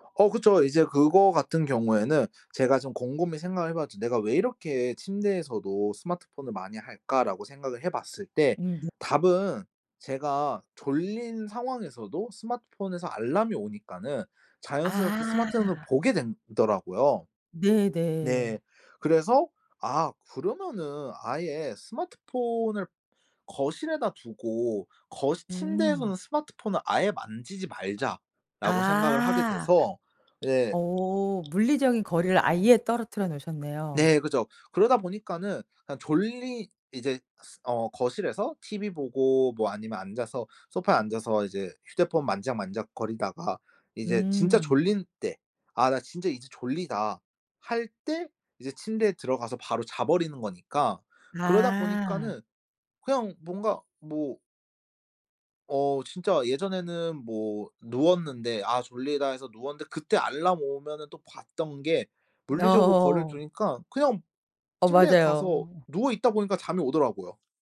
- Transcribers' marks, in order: siren; other background noise; tapping; laughing while speaking: "어"
- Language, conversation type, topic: Korean, podcast, 칼퇴근을 지키려면 어떤 습관이 필요할까요?